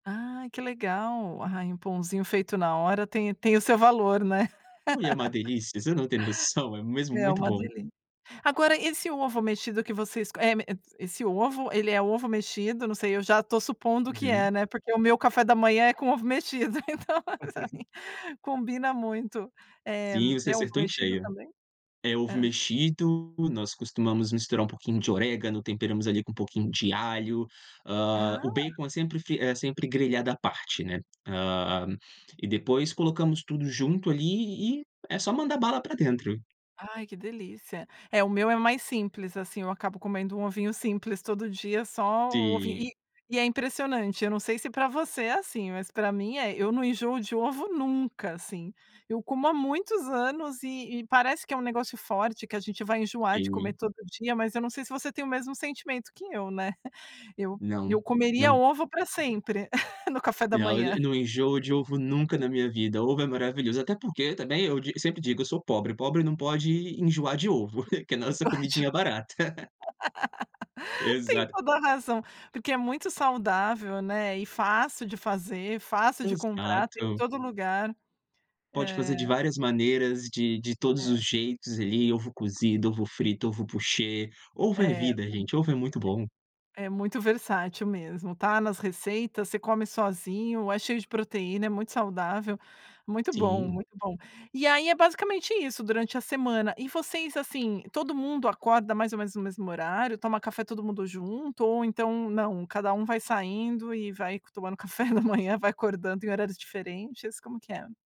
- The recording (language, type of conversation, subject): Portuguese, podcast, Como é o ritual do café da manhã na sua casa?
- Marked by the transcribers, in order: laugh; laugh; laughing while speaking: "então"; unintelligible speech; tapping; chuckle; other background noise; chuckle; unintelligible speech; laugh; chuckle; laugh; in French: "poché"; unintelligible speech; laughing while speaking: "café da manhã"